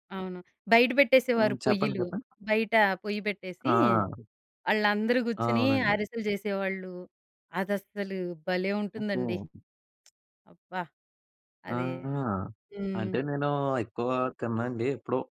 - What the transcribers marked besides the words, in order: tapping; other background noise
- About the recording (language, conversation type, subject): Telugu, podcast, మీ ఇంట్లో ప్రతిసారి తప్పనిసరిగా వండే ప్రత్యేక వంటకం ఏది?